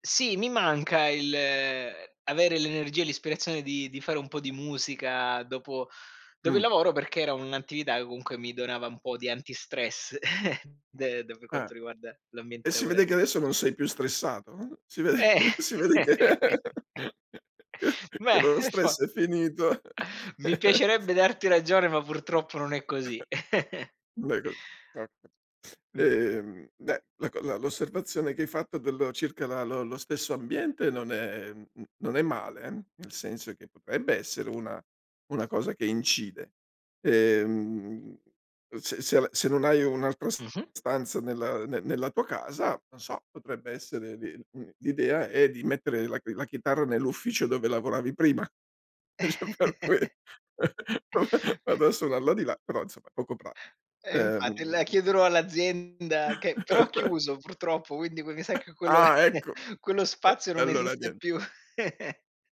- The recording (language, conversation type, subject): Italian, advice, Perché mi sento vuoto e senza idee, e da dove posso iniziare per uscirne?
- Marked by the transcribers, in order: chuckle; laughing while speaking: "Eh"; chuckle; laughing while speaking: "Si ve si vede che che che lo lo"; laugh; laughing while speaking: "finito"; laugh; chuckle; unintelligible speech; chuckle; tapping; chuckle; laughing while speaking: "dice: Per que va"; chuckle; chuckle; chuckle; other background noise; unintelligible speech; chuckle; giggle